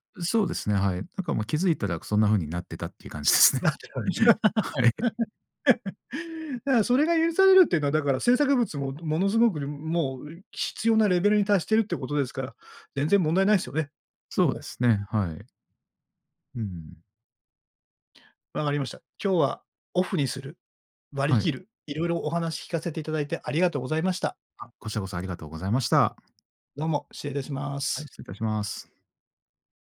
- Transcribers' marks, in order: laughing while speaking: "感じですね"; laugh; chuckle; "必要" said as "きつよう"
- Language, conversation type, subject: Japanese, podcast, 通知はすべてオンにしますか、それともオフにしますか？通知設定の基準はどう決めていますか？